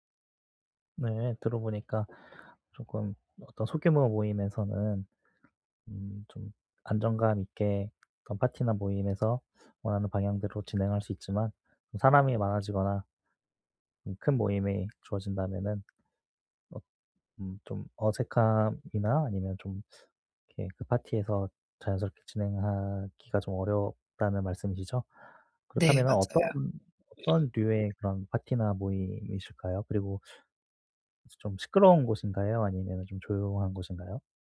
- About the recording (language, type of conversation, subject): Korean, advice, 파티나 모임에서 어색함을 자주 느끼는데 어떻게 하면 자연스럽게 어울릴 수 있을까요?
- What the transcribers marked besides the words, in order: tapping; other background noise; sniff